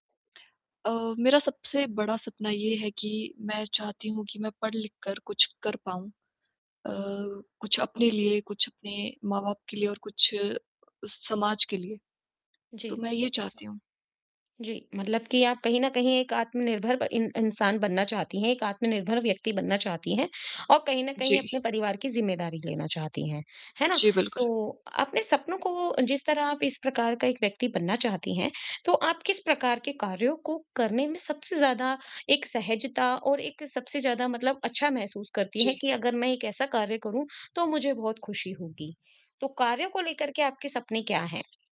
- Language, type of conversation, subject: Hindi, advice, मैं अपने बड़े सपनों को रोज़मर्रा के छोटे, नियमित कदमों में कैसे बदलूँ?
- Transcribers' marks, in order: static